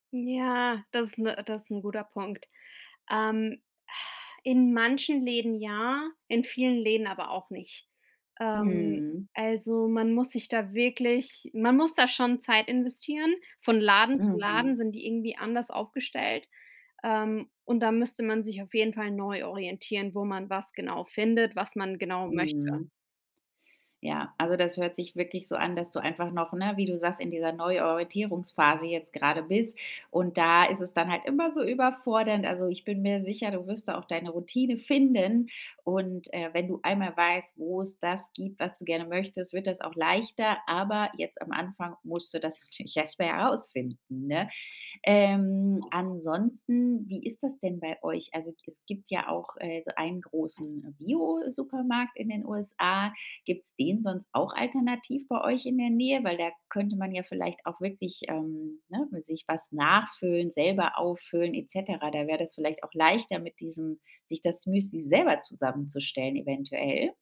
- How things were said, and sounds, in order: exhale; other background noise; laughing while speaking: "natürlich"; tapping
- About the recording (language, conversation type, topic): German, advice, Wie entscheide ich mich beim Einkaufen schneller, wenn die Auswahl zu groß ist?